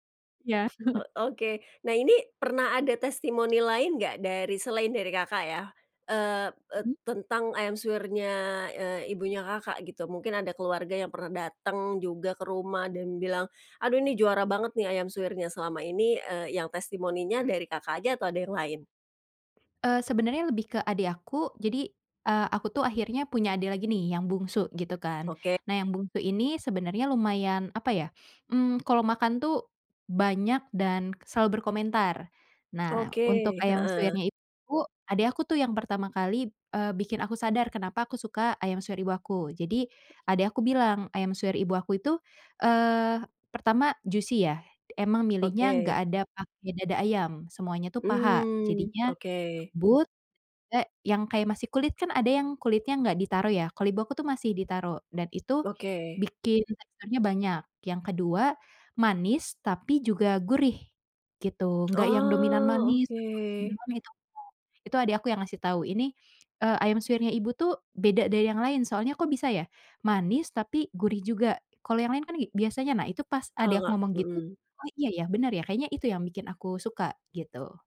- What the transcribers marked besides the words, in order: chuckle; other background noise; "kali" said as "kalib"; in English: "juicy"
- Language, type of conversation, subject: Indonesian, podcast, Apa tradisi makanan yang selalu ada di rumahmu saat Lebaran atau Natal?